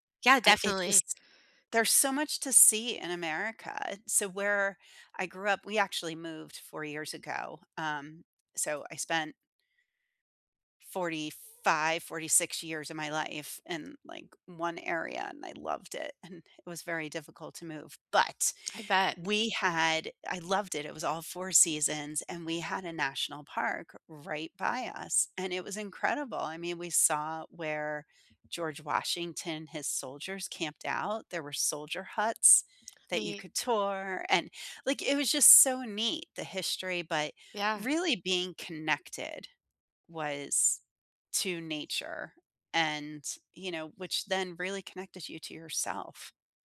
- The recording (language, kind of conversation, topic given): English, unstructured, How does nature help improve our mental health?
- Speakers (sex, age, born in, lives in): female, 50-54, United States, United States; female, 50-54, United States, United States
- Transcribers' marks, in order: tapping